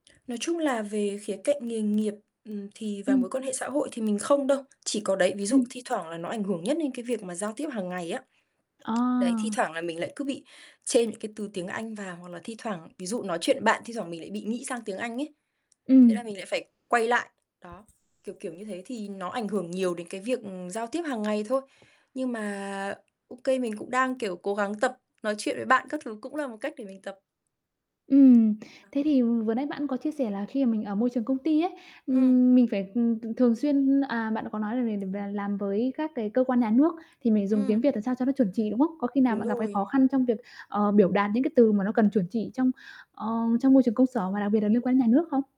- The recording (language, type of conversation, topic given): Vietnamese, podcast, Bạn nghĩ tiếng mẹ đẻ ảnh hưởng đến bạn như thế nào?
- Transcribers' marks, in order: distorted speech; tapping; tsk; other background noise